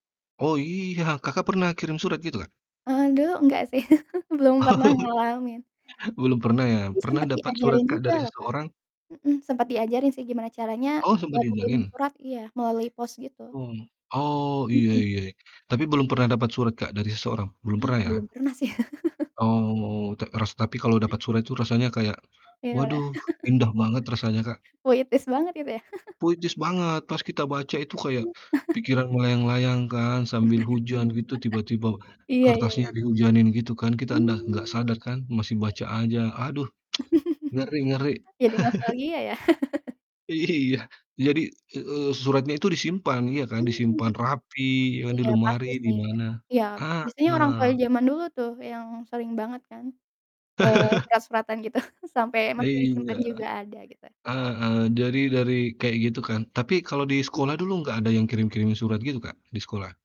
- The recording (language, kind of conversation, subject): Indonesian, unstructured, Bagaimana sains membantu kehidupan sehari-hari kita?
- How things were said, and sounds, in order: laughing while speaking: "iya"; chuckle; other background noise; chuckle; other noise; chuckle; chuckle; laugh; distorted speech; chuckle; tsk; chuckle; laugh; laughing while speaking: "Iya"; chuckle; laughing while speaking: "gitu"